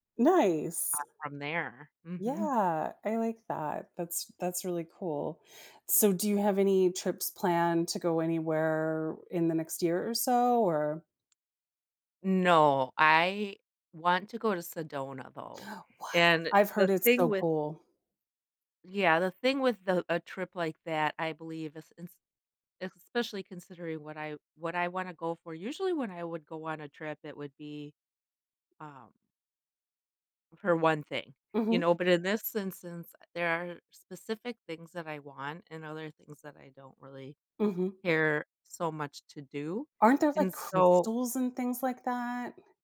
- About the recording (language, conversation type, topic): English, unstructured, How can I avoid tourist traps without missing highlights?
- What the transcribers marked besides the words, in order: other background noise; tapping; gasp